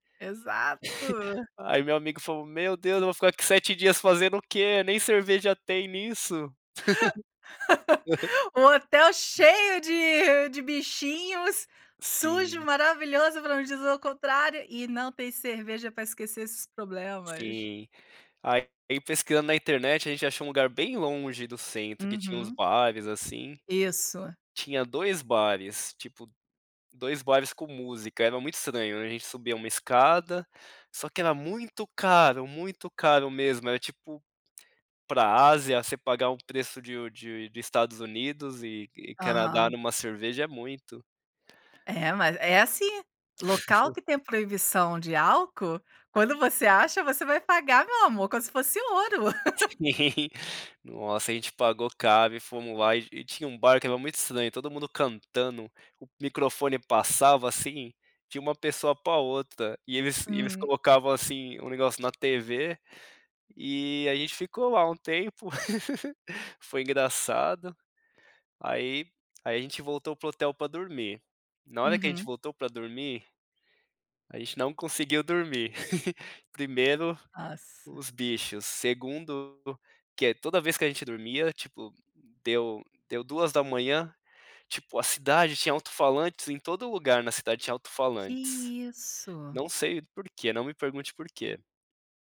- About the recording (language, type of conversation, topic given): Portuguese, podcast, Me conta sobre uma viagem que despertou sua curiosidade?
- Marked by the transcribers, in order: snort; laugh; other noise; laugh; laughing while speaking: "Sim"; laugh; laugh; laugh